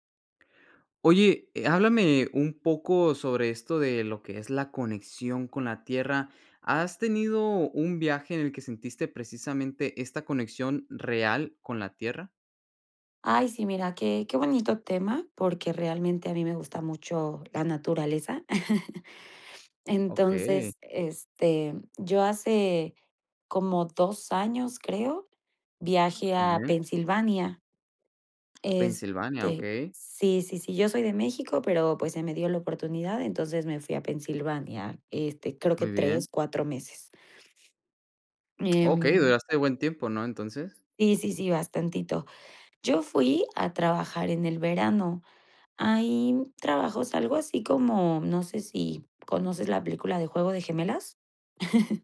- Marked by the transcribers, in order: chuckle; chuckle
- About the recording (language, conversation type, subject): Spanish, podcast, ¿En qué viaje sentiste una conexión real con la tierra?